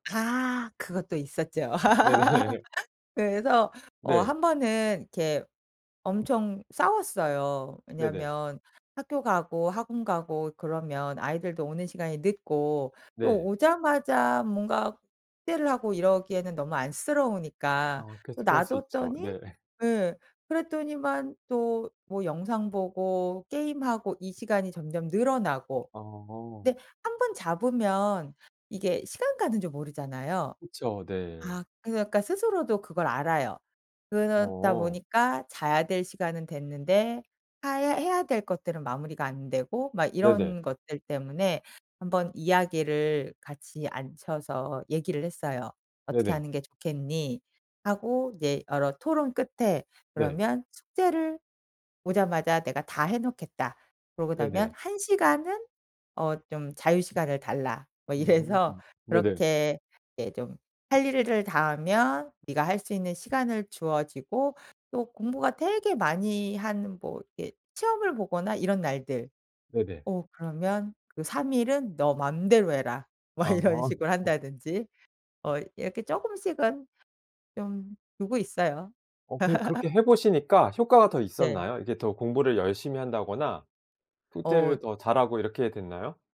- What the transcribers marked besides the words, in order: laugh; laughing while speaking: "네네"; laughing while speaking: "네"; laugh; laughing while speaking: "뭐"; laugh
- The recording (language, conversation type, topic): Korean, podcast, 아이들의 화면 시간을 어떻게 관리하시나요?